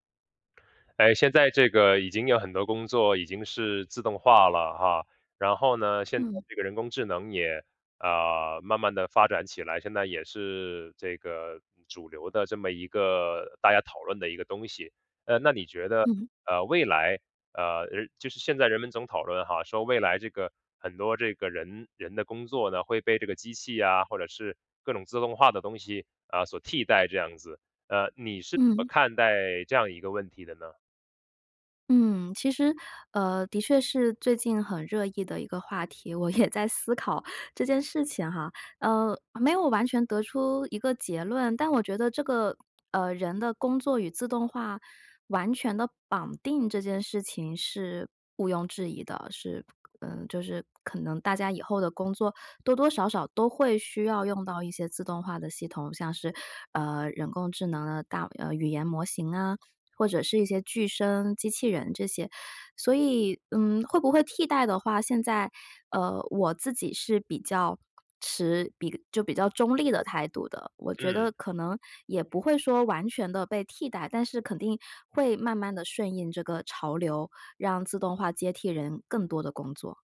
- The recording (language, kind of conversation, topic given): Chinese, podcast, 未来的工作会被自动化取代吗？
- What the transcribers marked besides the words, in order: laughing while speaking: "也"; other background noise